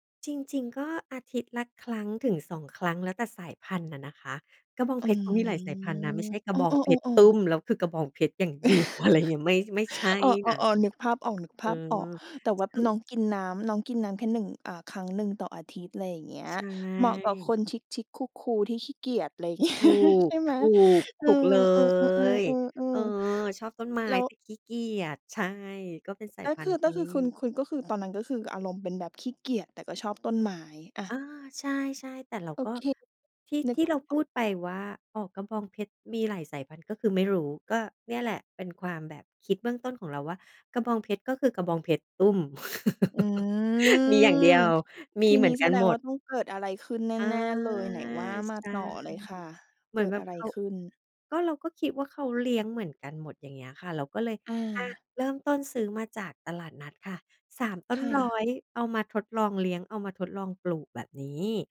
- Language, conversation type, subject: Thai, podcast, งานอดิเรกที่กลับมาทำมีผลต่อความเครียดหรือความสุขยังไง?
- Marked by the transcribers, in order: chuckle; laughing while speaking: "เดียว อะไรอย่างเงี้ย"; laughing while speaking: "อย่างเงี้ย ใช่ไหม"; chuckle